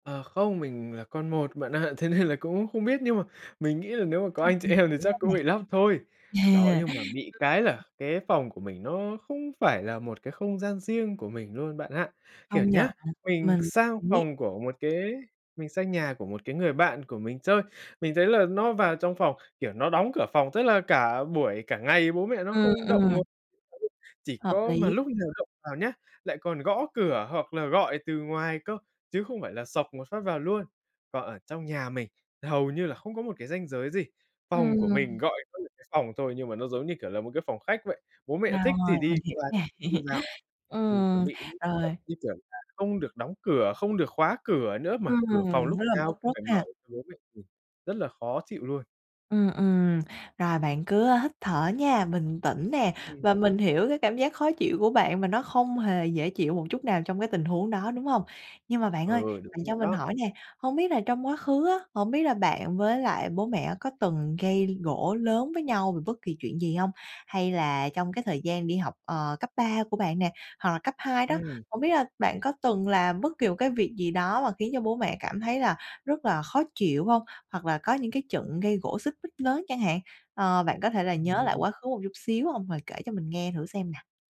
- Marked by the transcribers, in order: laughing while speaking: "thế nên"; tapping; laughing while speaking: "chị em"; laugh
- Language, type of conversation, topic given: Vietnamese, advice, Làm sao để đặt ranh giới lành mạnh với người thân?